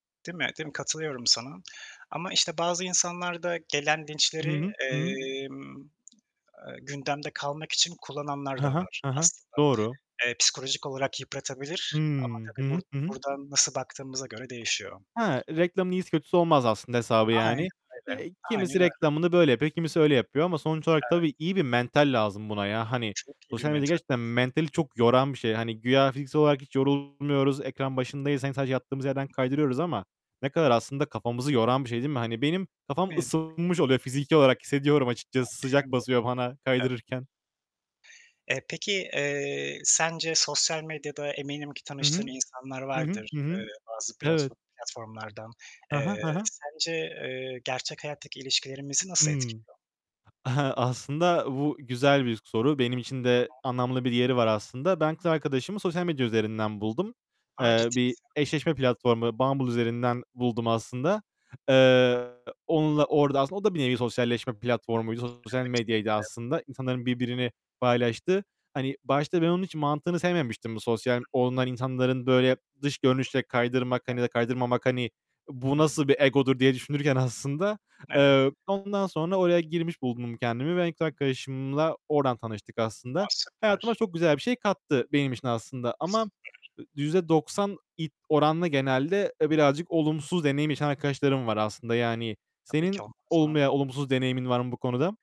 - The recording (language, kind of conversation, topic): Turkish, unstructured, Sosyal medyanın hayatımızdaki yeri nedir?
- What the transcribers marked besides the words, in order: tapping; distorted speech; unintelligible speech; other background noise; unintelligible speech; unintelligible speech; giggle; laughing while speaking: "aslında"